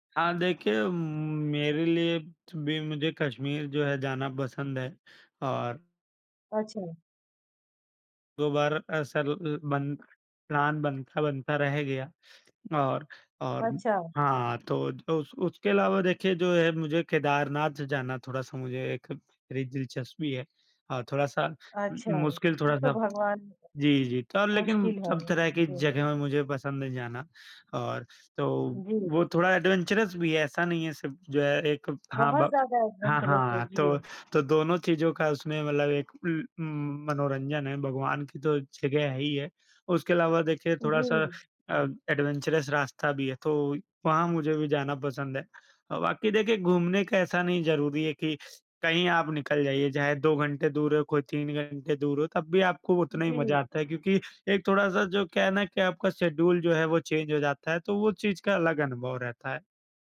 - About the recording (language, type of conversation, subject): Hindi, unstructured, क्या आपको घूमने जाना पसंद है, और आपकी सबसे यादगार यात्रा कौन-सी रही है?
- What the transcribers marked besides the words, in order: in English: "प्लान"; tapping; in English: "एडवेंचरअस"; in English: "एडवेंचरअस"; in English: "एडवेंचरअस"; in English: "शेड्यूल"; in English: "चेंज"